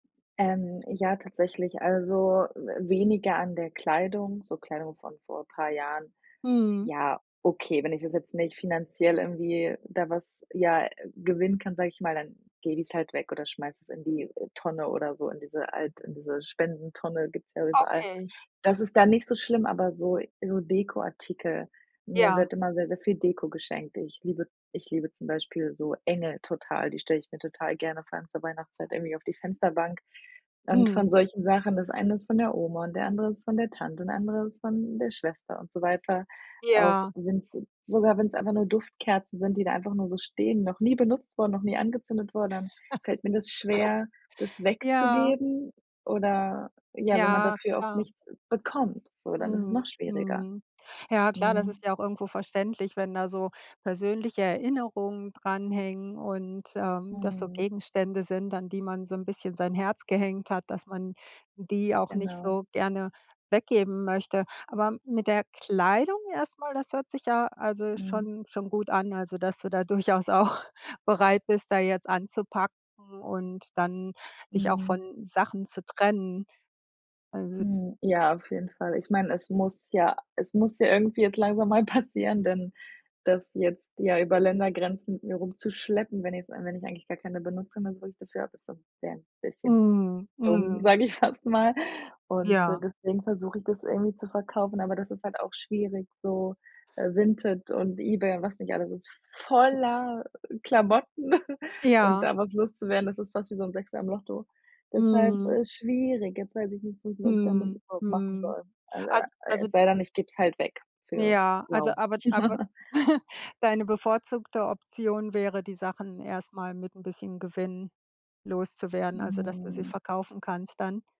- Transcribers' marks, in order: laugh; laughing while speaking: "auch"; laughing while speaking: "passieren"; stressed: "dumm"; laughing while speaking: "fast mal"; stressed: "voller"; chuckle; drawn out: "schwierig"; unintelligible speech; chuckle; laugh
- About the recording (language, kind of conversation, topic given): German, advice, Wie kann ich Ordnung schaffen, wenn meine Wohnung voller Dinge ist, die ich kaum benutze?